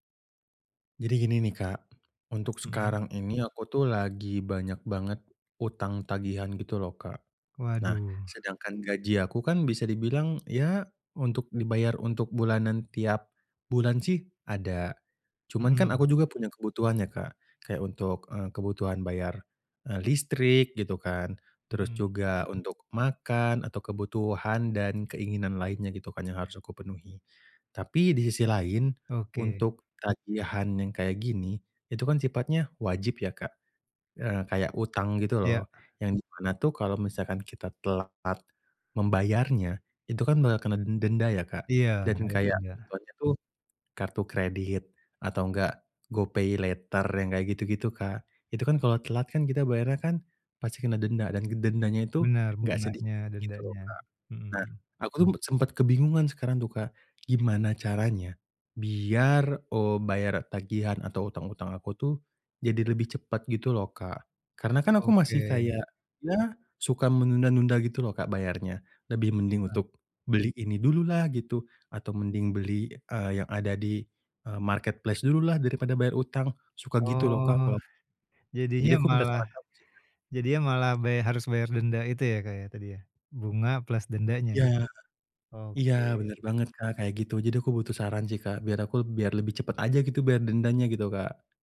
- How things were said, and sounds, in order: tapping; other background noise; in English: "marketplace"
- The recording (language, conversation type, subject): Indonesian, advice, Bagaimana cara mengatur anggaran agar bisa melunasi utang lebih cepat?
- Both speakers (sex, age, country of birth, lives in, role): male, 25-29, Indonesia, Indonesia, user; male, 45-49, Indonesia, Indonesia, advisor